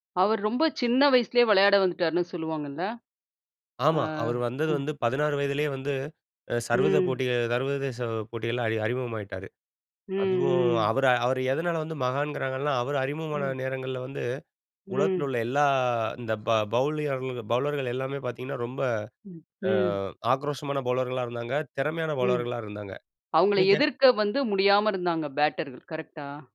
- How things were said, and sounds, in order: in English: "பவுலர்கள்"; in English: "பவுலர்களா"; in English: "பவுலர்களா"; in English: "பேட்டர்கள்"
- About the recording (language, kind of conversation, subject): Tamil, podcast, சிறுவயதில் உங்களுக்குப் பிடித்த விளையாட்டு என்ன, அதைப் பற்றி சொல்ல முடியுமா?